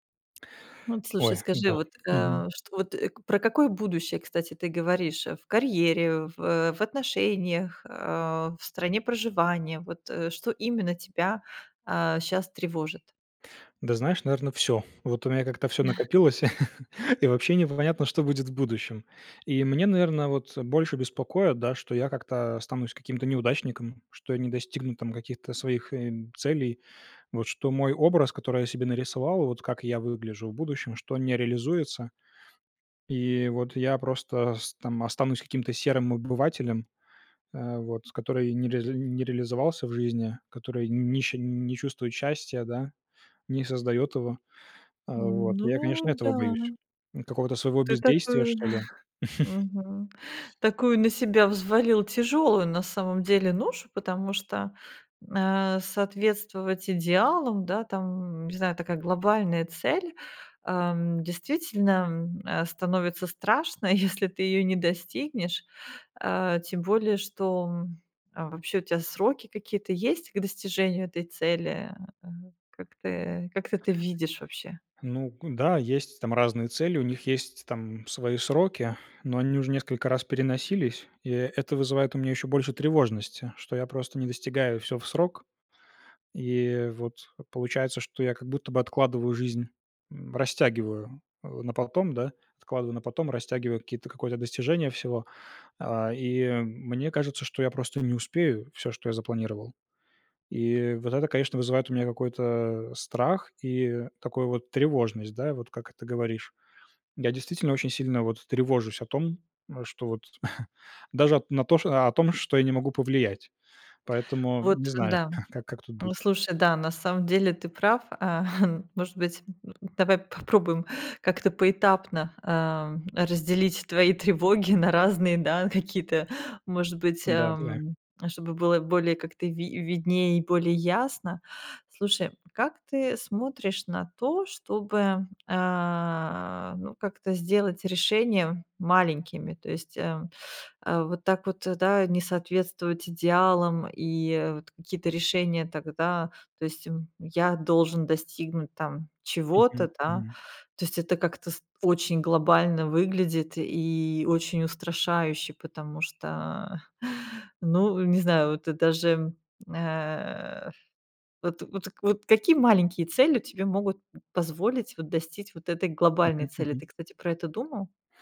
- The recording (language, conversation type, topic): Russian, advice, Как перестать постоянно тревожиться о будущем и испытывать тревогу при принятии решений?
- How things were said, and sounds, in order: tapping; chuckle; laugh; other background noise; chuckle; chuckle; grunt; teeth sucking; chuckle; "достичь" said as "достить"